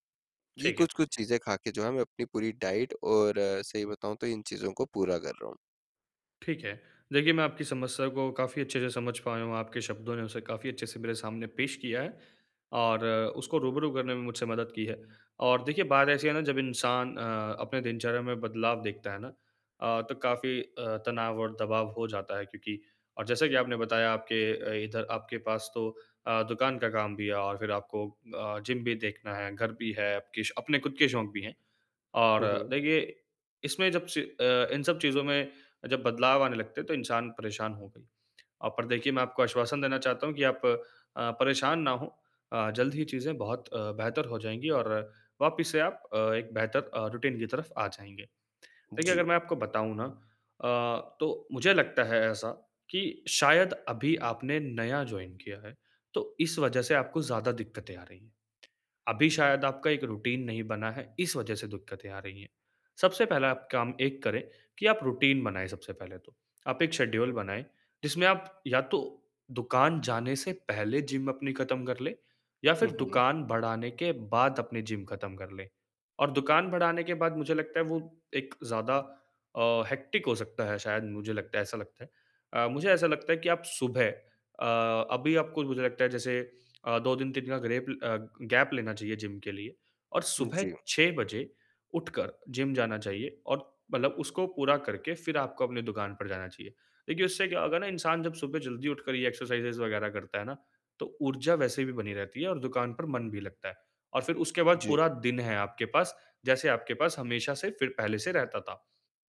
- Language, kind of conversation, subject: Hindi, advice, दिनचर्या में अचानक बदलाव को बेहतर तरीके से कैसे संभालूँ?
- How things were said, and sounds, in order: in English: "डाइट"; tapping; lip smack; in English: "रूटीन"; lip smack; in English: "जॉइन"; in English: "रूटीन"; in English: "रूटीन"; in English: "शेड्यूल"; in English: "हेक्टिक"; tongue click; in English: "गैप"; in English: "एक्सरसाइजेस"